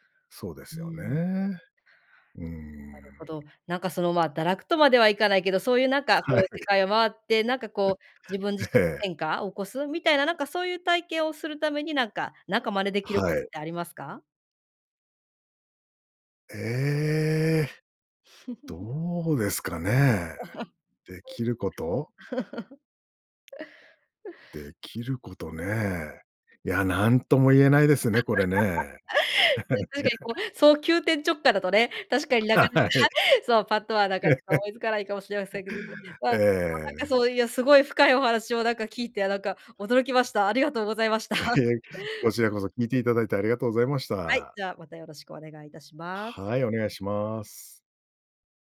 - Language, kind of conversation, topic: Japanese, podcast, 旅をきっかけに人生観が変わった場所はありますか？
- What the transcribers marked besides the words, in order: laughing while speaking: "はい"; laugh; laugh; unintelligible speech; laugh; laugh; laugh; laughing while speaking: "はい"